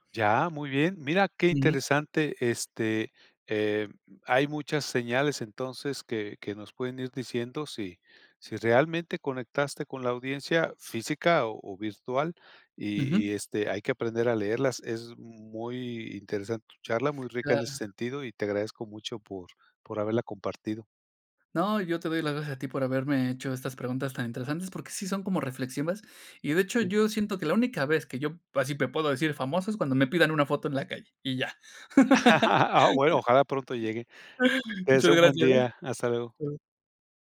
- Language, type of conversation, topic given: Spanish, podcast, ¿Qué señales buscas para saber si tu audiencia está conectando?
- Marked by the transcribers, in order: laugh; other background noise; laughing while speaking: "Muchas gracias"